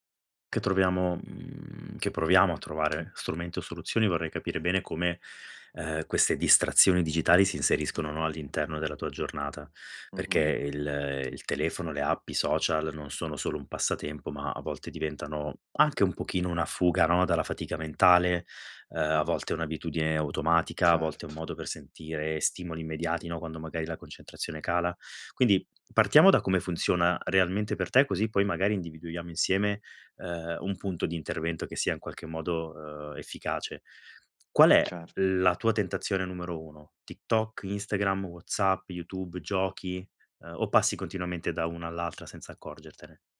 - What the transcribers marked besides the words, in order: other background noise
- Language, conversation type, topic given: Italian, advice, In che modo le distrazioni digitali stanno ostacolando il tuo lavoro o il tuo studio?